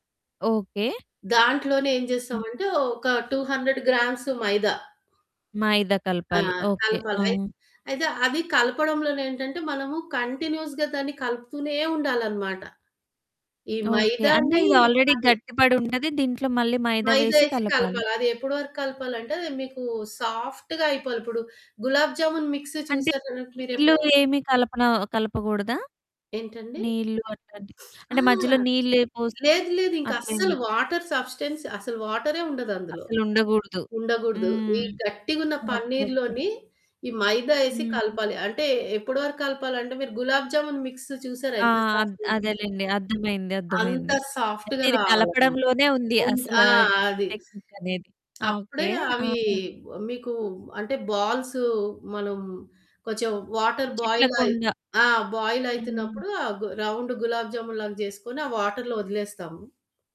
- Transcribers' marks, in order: in English: "టూ హండ్రెడ్ గ్రామ్స్"; in English: "కంటిన్యూయస్‌గా"; in English: "ఆల్రెడీ"; in English: "సాఫ్ట్‌గా"; in English: "గులాబ్ జామున్ మిక్స్"; distorted speech; sniff; in English: "వాటర్ సబ్స్టెన్స్"; in English: "వాటర్"; in English: "గులాబ్ జామున్ మిక్స్"; in English: "సాఫ్ట్‌గా"; in English: "సాఫ్ట్‌గా"; other background noise; in English: "టెక్నిక్"; in English: "బాల్స్"; in English: "వాటర్ బాయిల్"; in English: "బాయిల్"; in English: "రౌండ్"; in English: "వాటర్"
- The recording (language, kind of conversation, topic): Telugu, podcast, పండుగ వంటలను మీరు ఎలా ముందుగానే ప్రణాళిక చేసుకుంటారు, చెప్పగలరా?